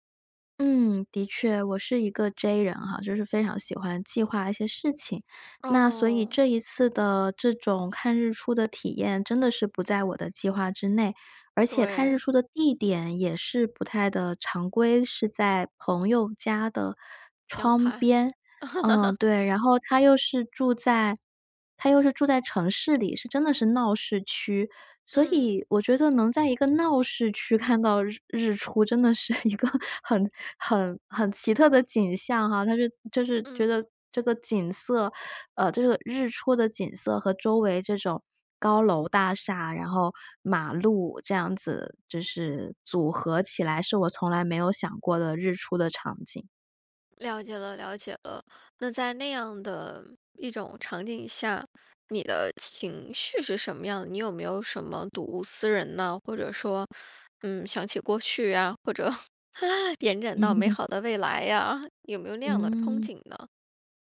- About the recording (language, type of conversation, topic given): Chinese, podcast, 哪一次你独自去看日出或日落的经历让你至今记忆深刻？
- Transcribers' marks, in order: chuckle; laughing while speaking: "一个很"; laughing while speaking: "或者"; chuckle